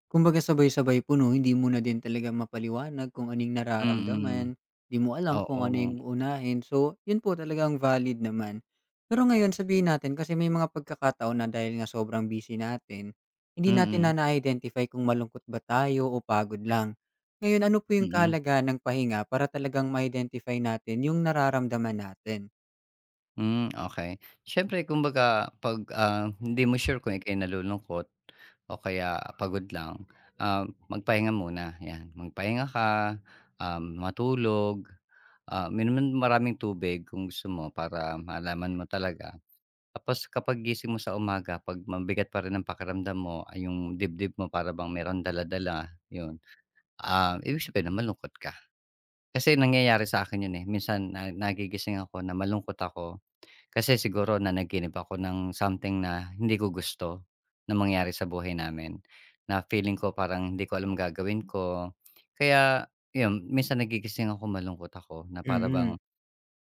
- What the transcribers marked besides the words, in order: tapping; other background noise; background speech
- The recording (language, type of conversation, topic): Filipino, podcast, Anong maliit na gawain ang nakapagpapagaan sa lungkot na nararamdaman mo?